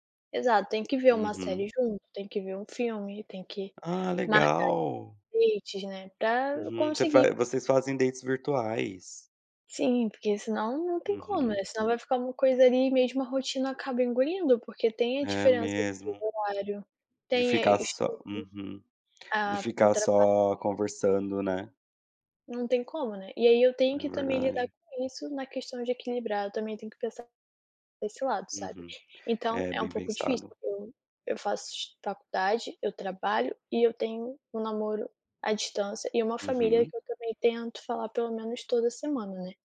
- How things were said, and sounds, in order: in English: "dates"; in English: "dates"; tapping
- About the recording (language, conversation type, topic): Portuguese, podcast, Como equilibrar trabalho, família e estudos?